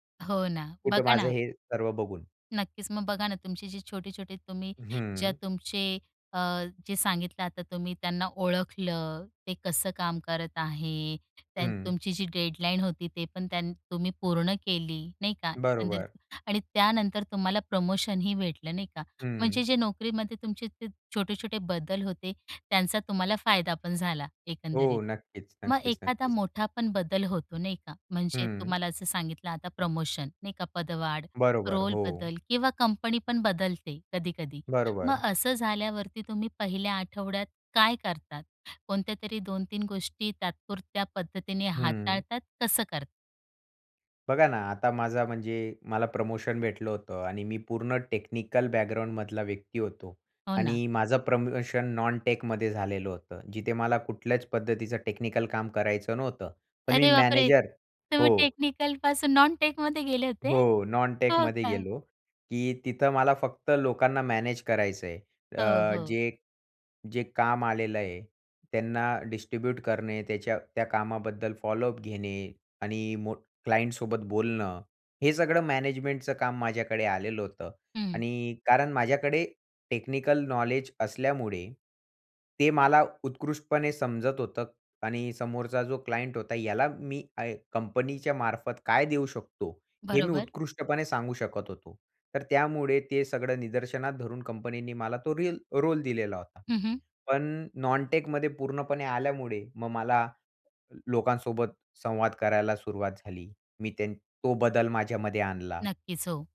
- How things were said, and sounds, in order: tapping; in English: "रोलबदल"; in English: "नॉनटेकमध्ये"; joyful: "अरे बापरे! तुम्ही टेक्निकल पासून नॉनटेकमध्ये गेले होते? हो का?"; in English: "नॉनटेकमध्ये"; in English: "नॉनटेकमध्ये"; in English: "क्लायंटसोबत"; in English: "क्लायंट"; in English: "रोल"; in English: "नॉनटेकमध्ये"
- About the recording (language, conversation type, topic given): Marathi, podcast, नोकरीतील बदलांना तुम्ही कसे जुळवून घ्याल?